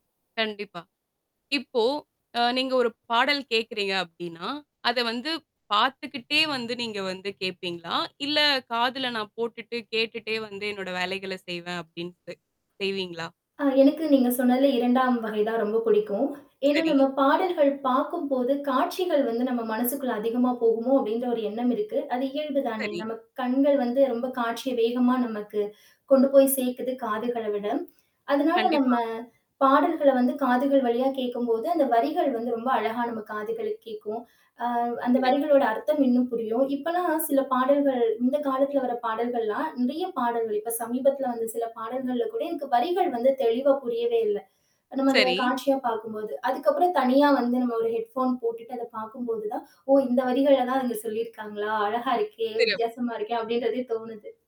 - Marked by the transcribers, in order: static; other background noise; background speech; tapping; in English: "ஹெட்போன்"; laughing while speaking: "ஓ! இந்த வரிகள தான் அதுல சொல்லியிருக்காங்களா! அழகா இருக்கே! வித்தியாசமா இருக்கே! அப்பிடின்றதே தோணுது"
- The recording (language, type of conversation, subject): Tamil, podcast, பழைய பாடல்களை கேட்டாலே நினைவுகள் வந்துவிடுமா, அது எப்படி நடக்கிறது?